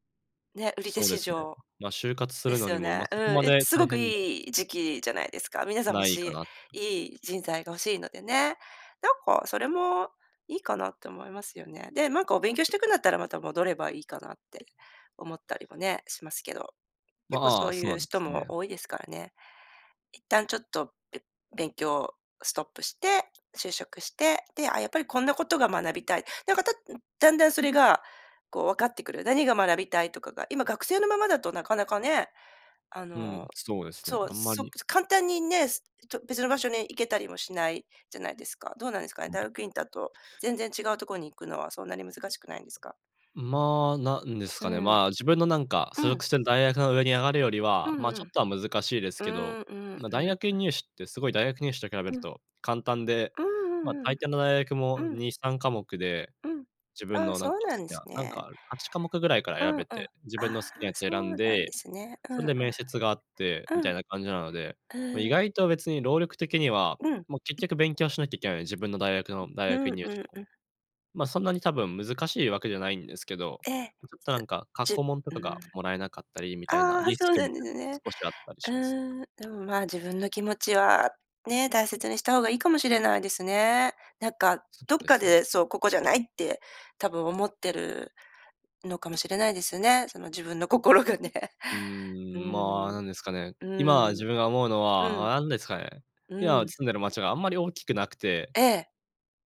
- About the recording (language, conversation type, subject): Japanese, advice, 選択を迫られ、自分の価値観に迷っています。どうすれば整理して決断できますか？
- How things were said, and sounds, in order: tapping; other background noise; laughing while speaking: "心がね"